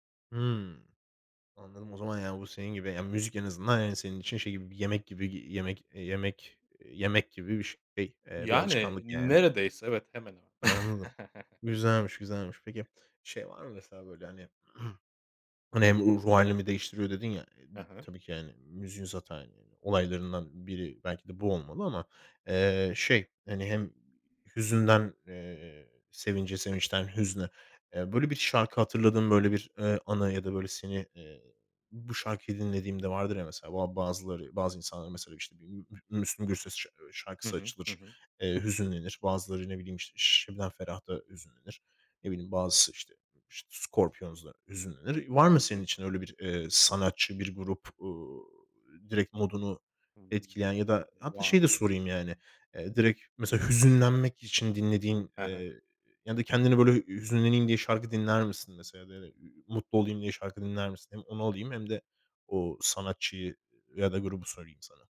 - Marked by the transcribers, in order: chuckle; throat clearing; stressed: "hüzünlenmek"
- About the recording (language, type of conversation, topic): Turkish, podcast, Müzik dinlerken ruh halin nasıl değişir?